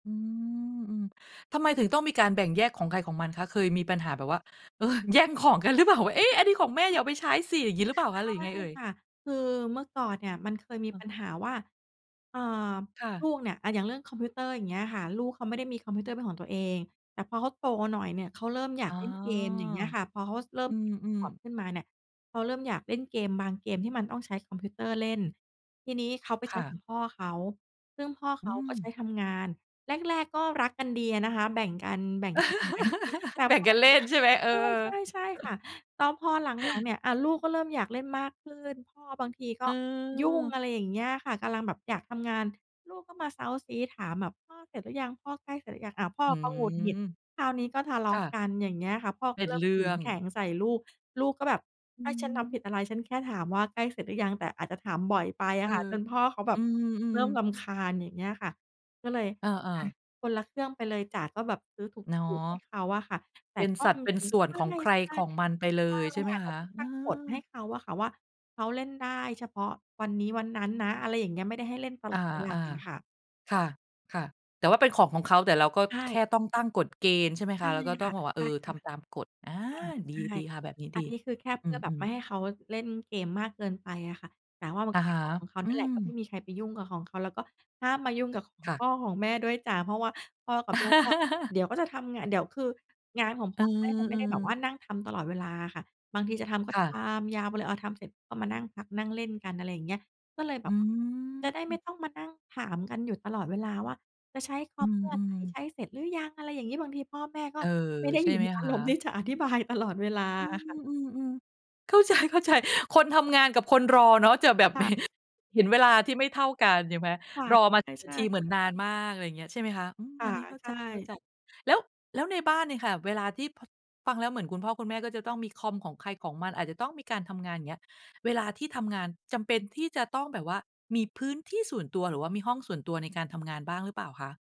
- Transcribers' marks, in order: laughing while speaking: "เออ แย่งของกันรึเปล่า ?"; laugh; other noise; chuckle; laugh; laughing while speaking: "อารมณ์ที่จะอธิบาย"; laughing while speaking: "เข้าใจ ๆ"; unintelligible speech
- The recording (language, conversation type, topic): Thai, podcast, มีเทคนิคอะไรบ้างที่จะช่วยเพิ่มความเป็นส่วนตัวในบ้าน?